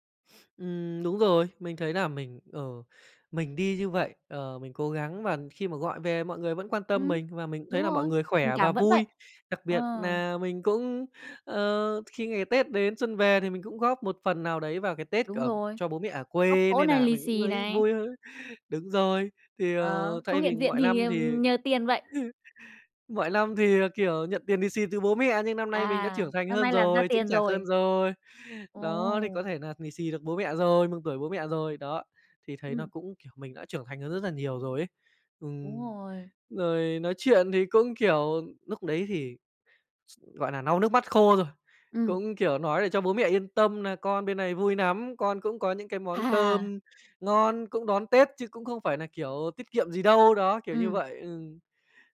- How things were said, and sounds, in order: tapping; other noise; "lau" said as "nau"; laughing while speaking: "À"
- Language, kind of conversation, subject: Vietnamese, podcast, Bạn đã bao giờ nghe nhạc đến mức bật khóc chưa, kể cho mình nghe được không?